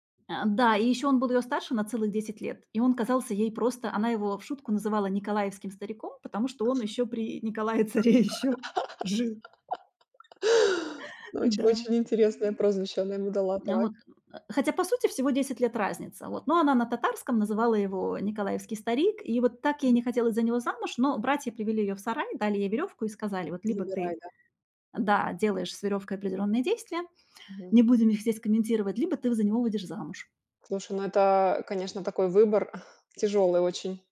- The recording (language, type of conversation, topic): Russian, podcast, Какие истории о своих предках вы больше всего любите рассказывать?
- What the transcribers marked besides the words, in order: other background noise; laughing while speaking: "ещё при Николае-царе ещё жил"; laugh; other noise; background speech; chuckle